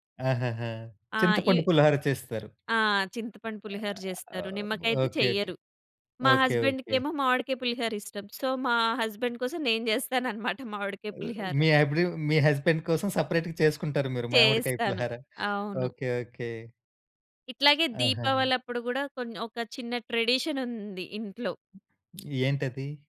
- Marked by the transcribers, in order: in English: "హస్బెండ్‌కి"; in English: "హస్బెండ్"; in English: "హస్బాండ్"; in English: "ట్రెడిషన్"; other background noise; tapping
- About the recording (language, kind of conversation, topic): Telugu, podcast, పండగలకు సిద్ధమయ్యే సమయంలో ఇంటి పనులు ఎలా మారుతాయి?